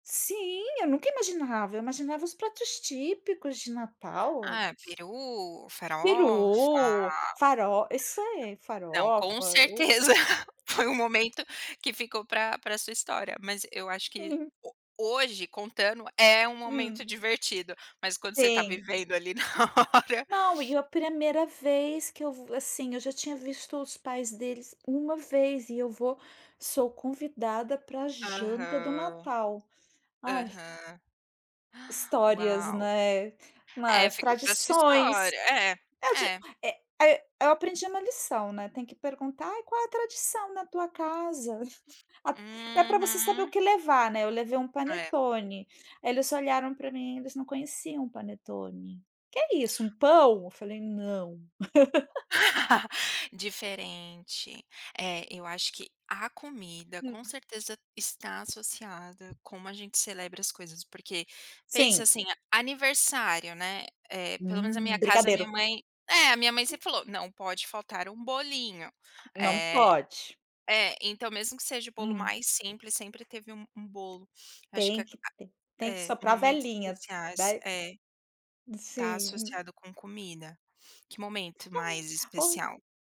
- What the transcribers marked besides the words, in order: other background noise; tapping; laugh; laughing while speaking: "na hora"; gasp; chuckle; laugh; chuckle
- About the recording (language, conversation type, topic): Portuguese, unstructured, Como você gosta de celebrar momentos especiais com sua família?